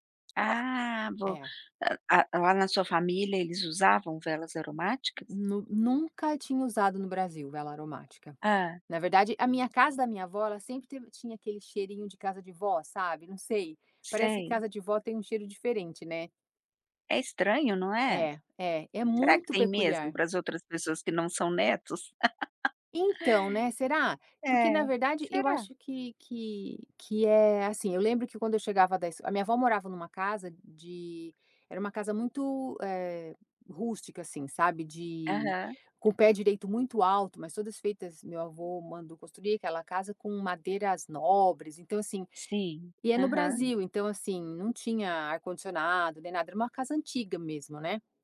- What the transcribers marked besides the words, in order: tapping; other background noise; laugh
- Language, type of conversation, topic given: Portuguese, podcast, O que deixa um lar mais aconchegante para você?